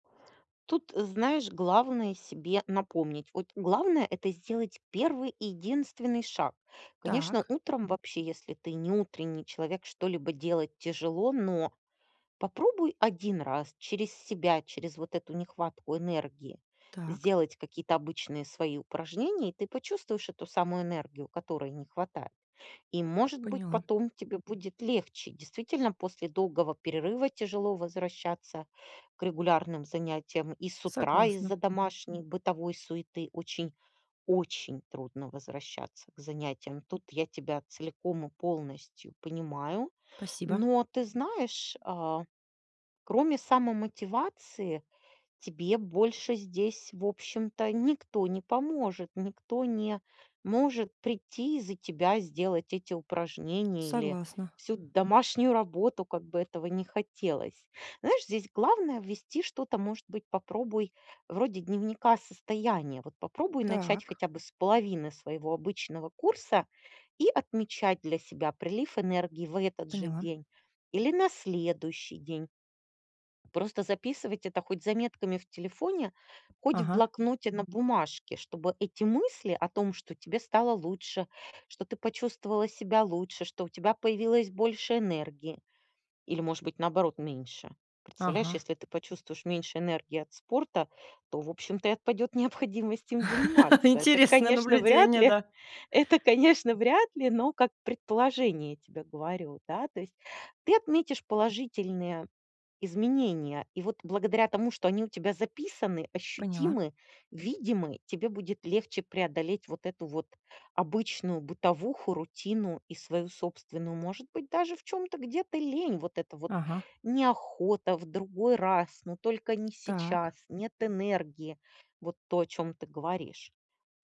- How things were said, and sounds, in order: tapping; other background noise; laugh
- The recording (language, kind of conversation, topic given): Russian, advice, Как найти время для спорта при загруженном рабочем графике?